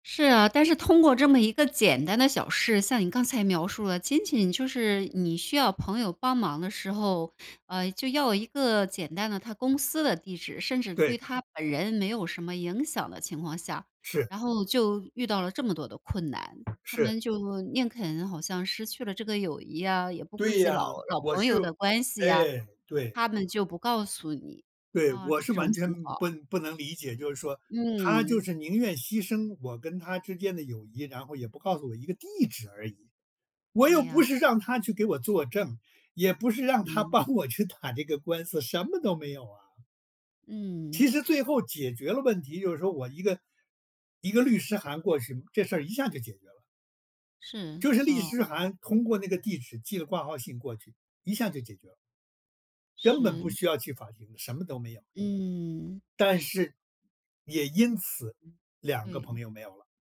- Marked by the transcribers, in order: other background noise; stressed: "地址"; laughing while speaking: "帮我去打这个官司"; "律师函" said as "利师函"
- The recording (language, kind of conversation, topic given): Chinese, podcast, 我们该如何学会放下过去？